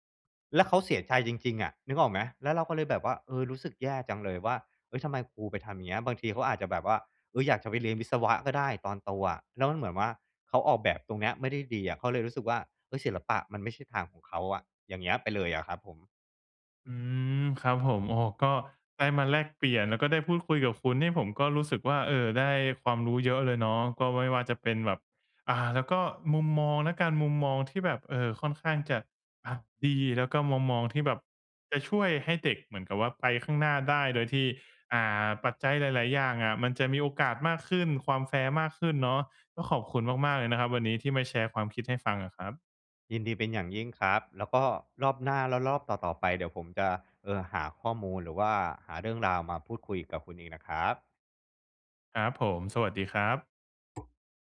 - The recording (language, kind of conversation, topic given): Thai, podcast, เล่าถึงความไม่เท่าเทียมทางการศึกษาที่คุณเคยพบเห็นมาได้ไหม?
- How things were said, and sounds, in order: tapping